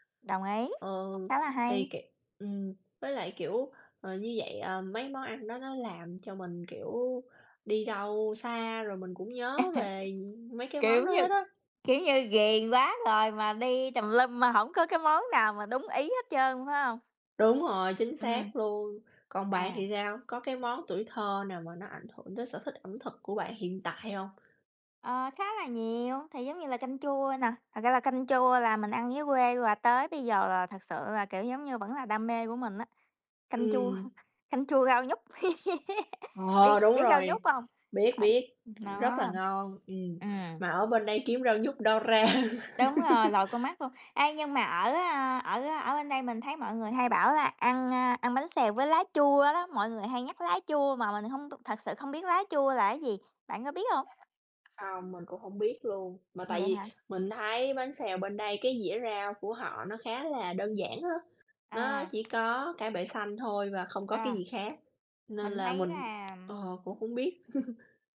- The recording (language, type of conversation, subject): Vietnamese, unstructured, Món ăn nào gắn liền với ký ức tuổi thơ của bạn?
- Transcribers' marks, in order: other background noise; chuckle; tapping; background speech; laugh; other noise; laugh; laugh